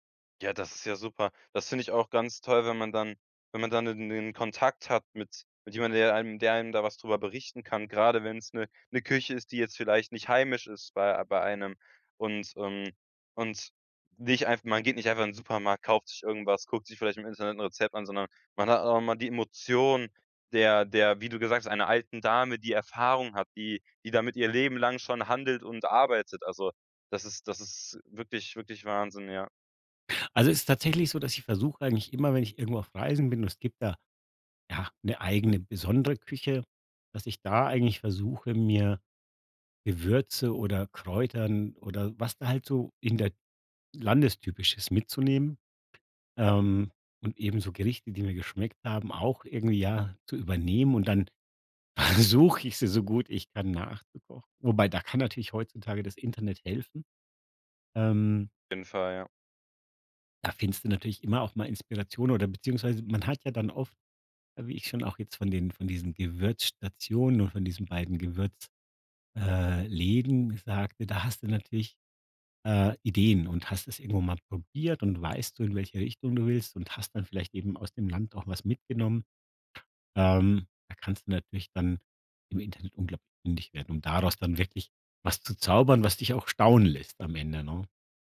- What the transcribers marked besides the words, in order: other background noise; laughing while speaking: "versuche"
- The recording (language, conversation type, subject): German, podcast, Welche Gewürze bringen dich echt zum Staunen?